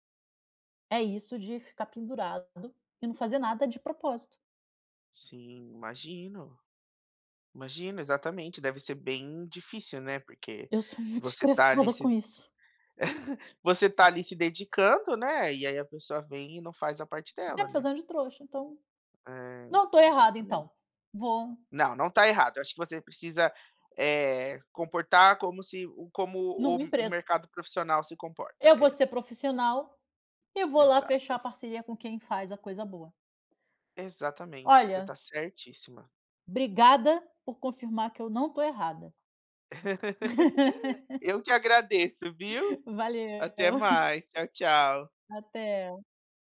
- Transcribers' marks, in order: laugh; laugh; chuckle
- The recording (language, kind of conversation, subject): Portuguese, advice, Como posso viver alinhado aos meus valores quando os outros esperam algo diferente?